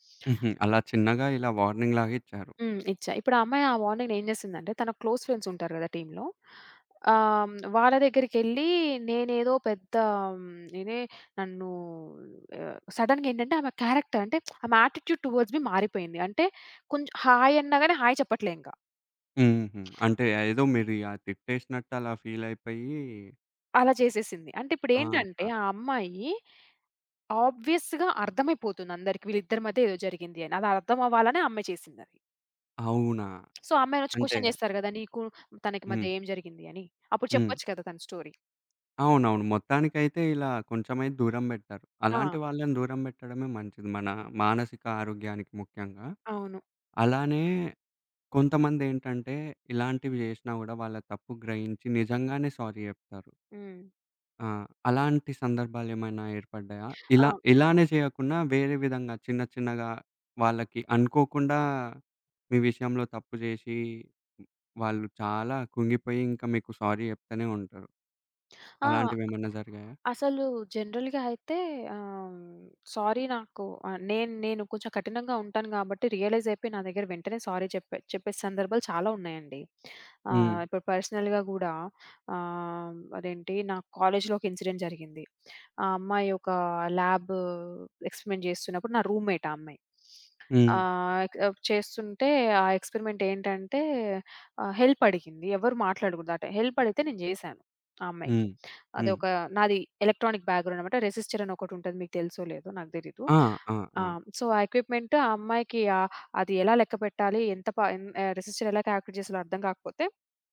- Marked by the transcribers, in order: in English: "వార్నింగ్‌లాగా"; in English: "వార్నింగ్‌ని"; in English: "క్లోజ్"; in English: "టీమ్‌లో"; other background noise; in English: "సడెన్‌గా"; in English: "క్యారెక్టర్"; tapping; in English: "యాటిట్యూడ్ టువర్డ్స్ మీ"; in English: "హాయ్!"; in English: "హాయ్!"; in English: "ఫీల్"; in English: "ఆబ్వియస్‌గా"; in English: "సో"; in English: "క్వశ్చన్"; in English: "స్టోరీ"; in English: "సారీ"; in English: "సారీ"; in English: "జనరల్‌గా"; in English: "సారీ"; in English: "సారీ"; in English: "పర్సనల్‌గా"; in English: "ఇన్సిడెంట్"; in English: "ఎక్స్‌పెరిమెంట్"; in English: "రూమ్‌మేట్"; sniff; in English: "ఎక్స్‌పెరిమెంట్"; in English: "హెల్ప్"; in English: "హెల్ప్"; in English: "ఎలక్ట్రానిక్"; in English: "రిజిస్టర్"; in English: "సో"; in English: "ఎక్విప్మెంట్"; in English: "రిజిస్టర్"; in English: "కాలిక్యులేట్"
- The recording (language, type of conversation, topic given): Telugu, podcast, ఇతరుల పట్ల సానుభూతి ఎలా చూపిస్తారు?